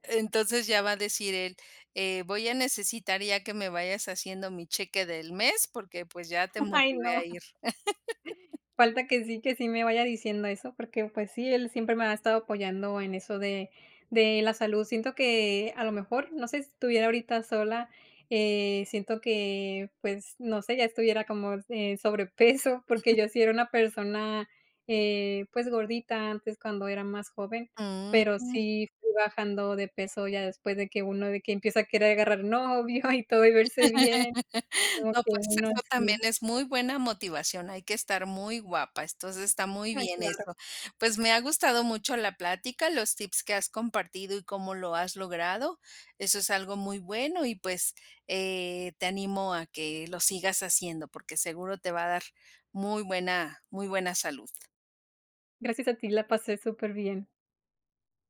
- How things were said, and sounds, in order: laughing while speaking: "Ay, no"; laugh; laughing while speaking: "sobrepeso"; laugh; chuckle; other background noise
- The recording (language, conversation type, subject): Spanish, podcast, ¿Cómo te motivas para hacer ejercicio cuando no te dan ganas?